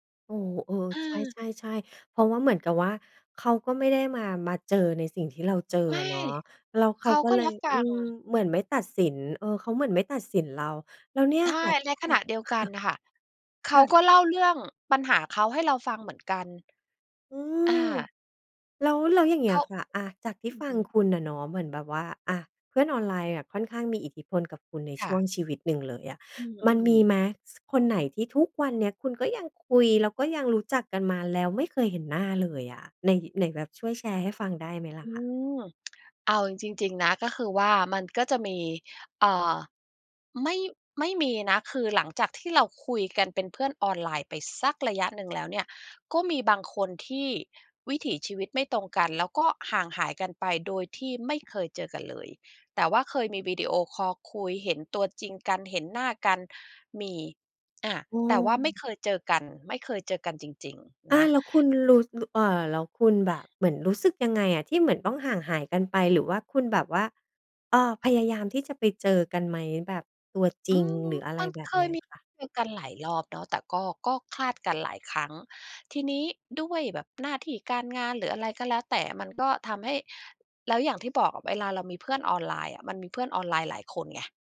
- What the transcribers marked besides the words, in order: chuckle; other background noise
- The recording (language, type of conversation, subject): Thai, podcast, เพื่อนที่เจอตัวจริงกับเพื่อนออนไลน์ต่างกันตรงไหนสำหรับคุณ?